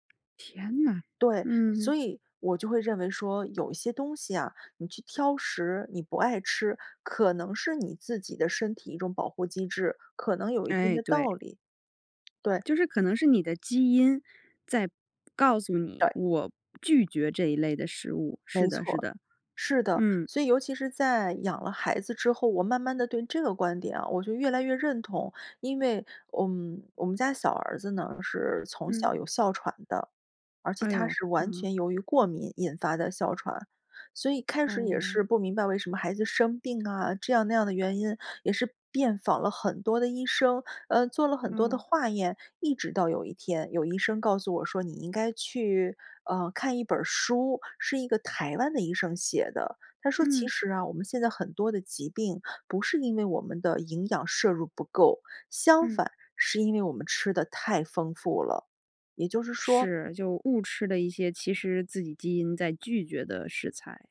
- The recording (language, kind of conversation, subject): Chinese, podcast, 家人挑食你通常怎么应对？
- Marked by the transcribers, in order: tapping; other background noise